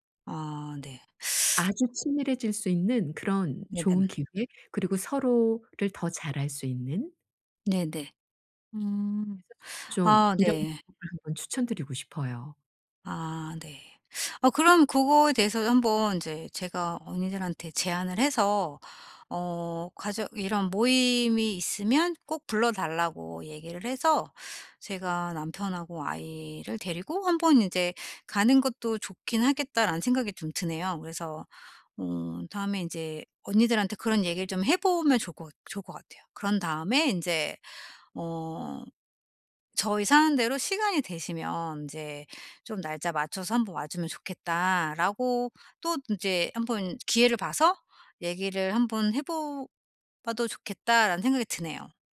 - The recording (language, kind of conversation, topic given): Korean, advice, 친구 모임에서 대화에 어떻게 자연스럽게 참여할 수 있을까요?
- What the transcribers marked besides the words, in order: none